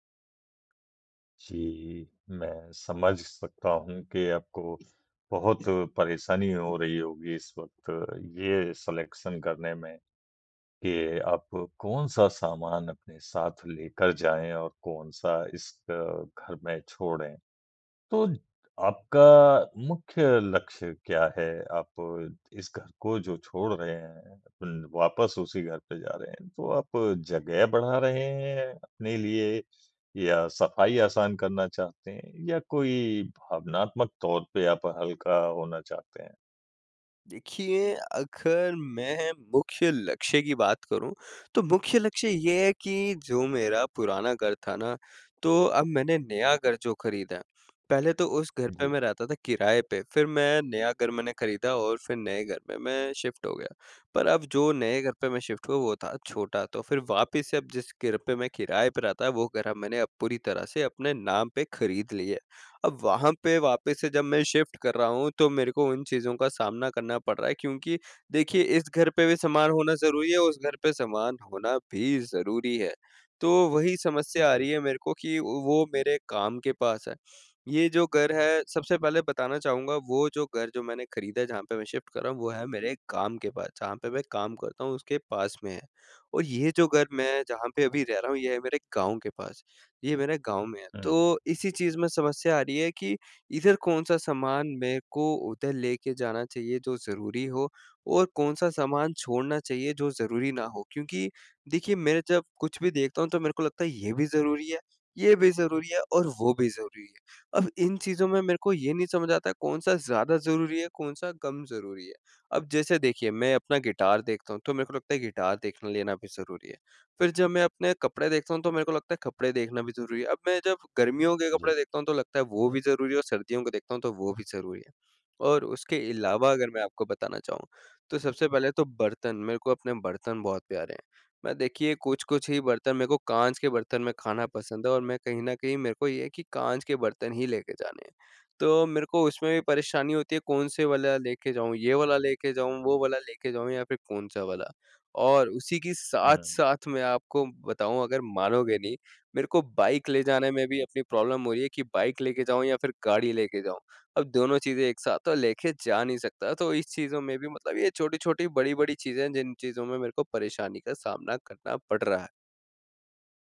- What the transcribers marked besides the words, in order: in English: "सेलेक्शन"; in English: "शिफ्ट"; in English: "शिफ्ट"; in English: "शिफ्ट"; in English: "शिफ्ट"; "अलावा" said as "इलावा"; in English: "प्रॉब्लम"
- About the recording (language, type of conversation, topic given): Hindi, advice, घर में बहुत सामान है, क्या छोड़ूँ यह तय नहीं हो रहा